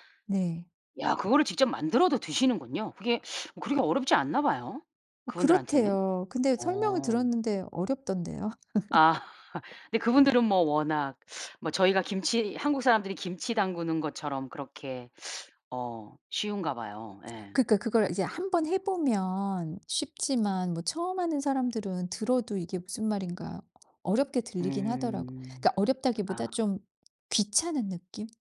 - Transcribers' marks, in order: other background noise; laugh
- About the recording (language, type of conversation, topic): Korean, podcast, 각자 음식을 가져오는 모임을 준비할 때 유용한 팁이 있나요?